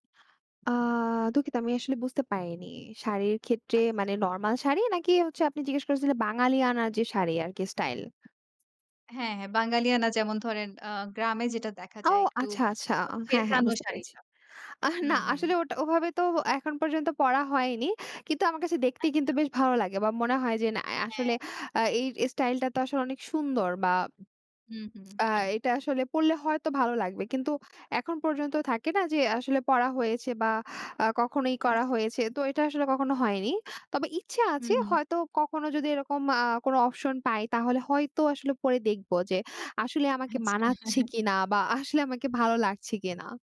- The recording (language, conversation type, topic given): Bengali, podcast, উৎসবের সময় আপনার পোশাক-আশাকে কী কী পরিবর্তন আসে?
- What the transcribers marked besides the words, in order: other background noise; lip smack; chuckle